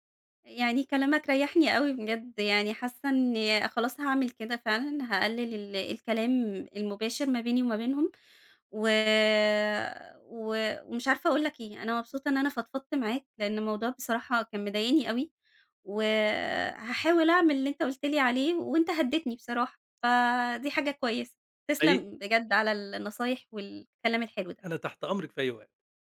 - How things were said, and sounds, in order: none
- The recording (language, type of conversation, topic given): Arabic, advice, إزاي أقدر أعبّر عن مشاعري من غير ما أكتم الغضب جوايا؟